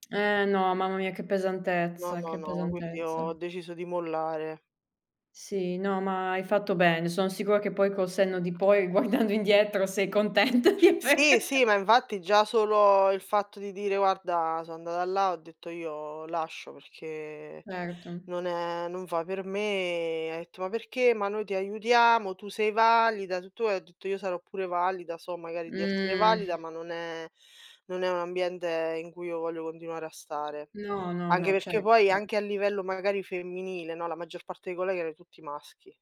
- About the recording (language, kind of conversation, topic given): Italian, unstructured, Hai mai vissuto in un ambiente di lavoro tossico?
- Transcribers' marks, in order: tsk; laughing while speaking: "guardando indietro sei contenta di aver"; chuckle; unintelligible speech